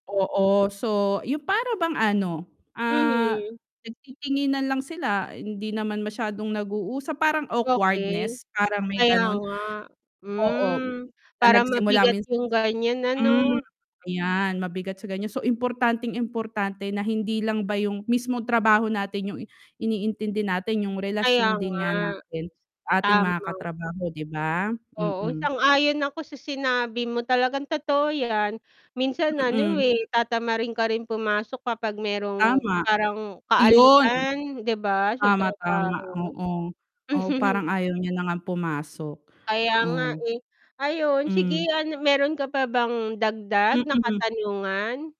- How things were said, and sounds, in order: static; distorted speech; background speech; tapping; mechanical hum; other background noise; chuckle
- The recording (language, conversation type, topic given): Filipino, unstructured, Ano ang paborito mong bahagi ng araw sa trabaho?